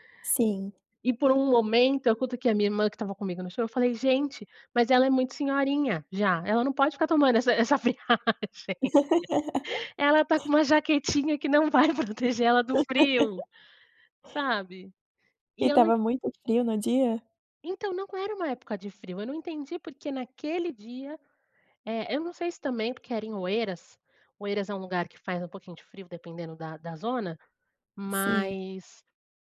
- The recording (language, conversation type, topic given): Portuguese, podcast, Qual foi o show ao vivo que mais te marcou?
- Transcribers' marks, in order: laugh; laughing while speaking: "friagem"; laugh